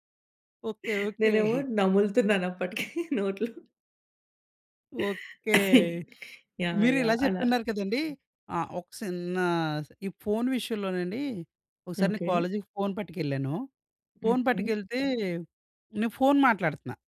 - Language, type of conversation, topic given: Telugu, podcast, సందేశాల్లో గొడవ వచ్చినప్పుడు మీరు ఫోన్‌లో మాట్లాడాలనుకుంటారా, ఎందుకు?
- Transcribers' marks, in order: chuckle; cough; other background noise